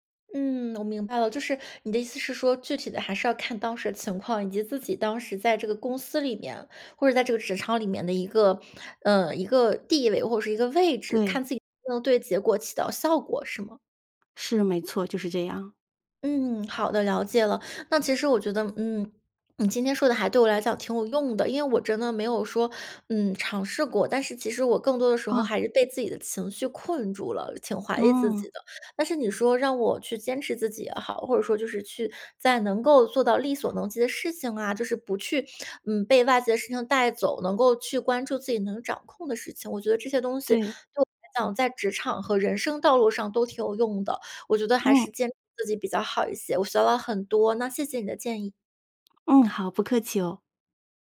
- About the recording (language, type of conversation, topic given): Chinese, advice, 当你目睹不公之后，是如何开始怀疑自己的价值观与人生意义的？
- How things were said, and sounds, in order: swallow